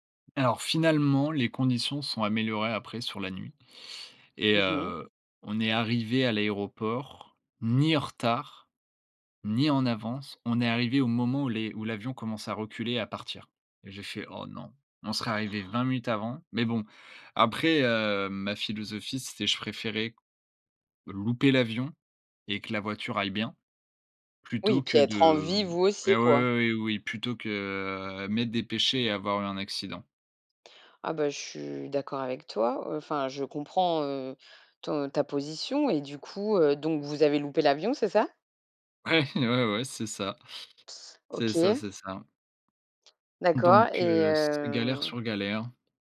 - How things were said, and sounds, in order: tapping; laughing while speaking: "Ouais, ouais, ouais"; other background noise
- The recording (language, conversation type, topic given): French, podcast, Quelle aventure imprévue t’est arrivée pendant un voyage ?